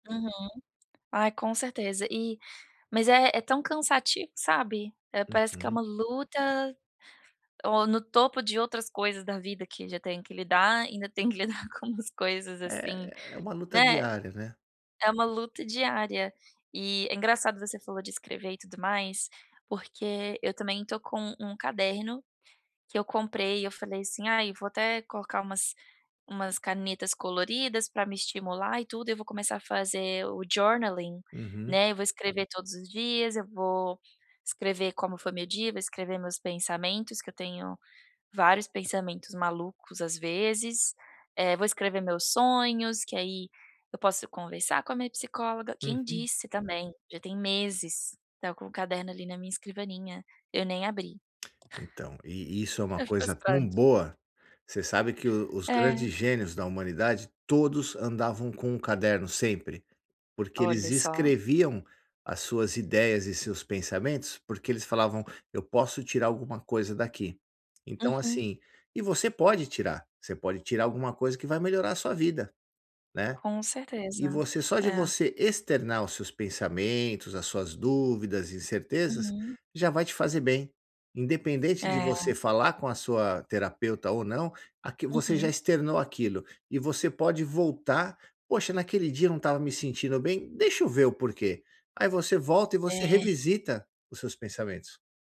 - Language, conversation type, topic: Portuguese, advice, Como posso me manter motivado(a) para fazer práticas curtas todos os dias?
- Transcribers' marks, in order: tapping; other background noise; laughing while speaking: "com umas coisas"; in English: "journaling"